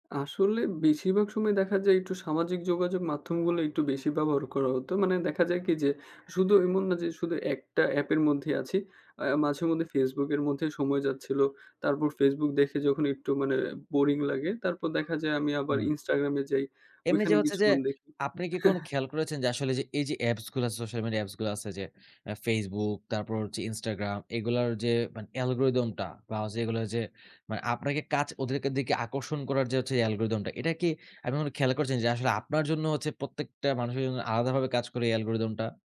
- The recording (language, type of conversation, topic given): Bengali, podcast, স্ক্রিন সময় নিয়ন্ত্রণ করতে আপনি কী কী ব্যবস্থা নেন?
- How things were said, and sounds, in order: chuckle; in English: "অ্যালগরিথম"; in English: "অ্যালগরিথম"; in English: "অ্যালগরিথম"